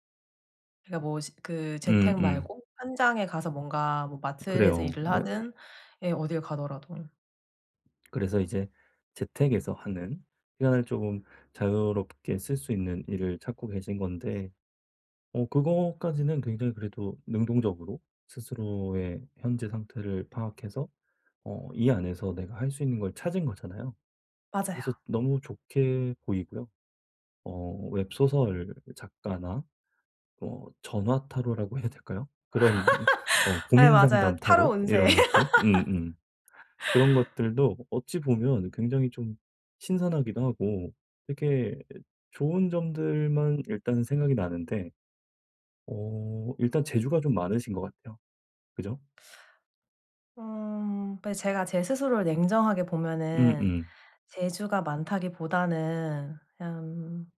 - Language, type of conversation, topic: Korean, advice, 경력 공백 기간을 어떻게 활용해 경력을 다시 시작할 수 있을까요?
- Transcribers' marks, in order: other background noise; tapping; laughing while speaking: "해야"; laugh; laugh